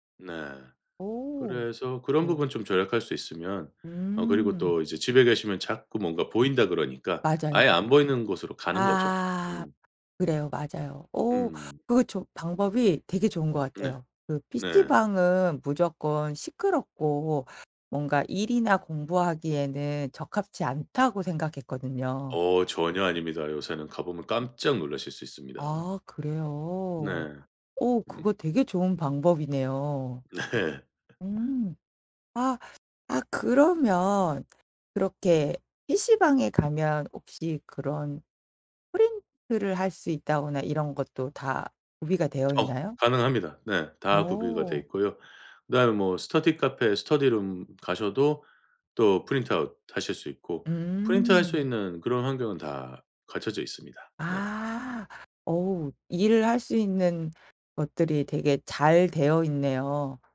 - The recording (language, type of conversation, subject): Korean, advice, 왜 계속 산만해서 중요한 일에 집중하지 못하나요?
- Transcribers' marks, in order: other background noise; laughing while speaking: "네"; laugh; tapping; in English: "프린트 아웃"